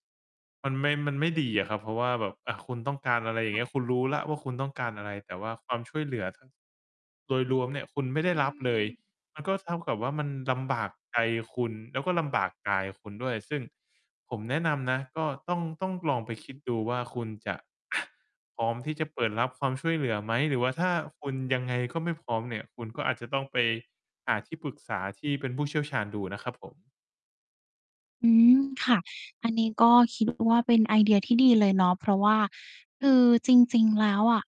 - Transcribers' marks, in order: distorted speech; sneeze
- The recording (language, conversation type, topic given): Thai, advice, ทำไมคุณถึงไม่ขอความช่วยเหลือทั้งที่ต้องการ เพราะกลัวว่าจะเป็นภาระ?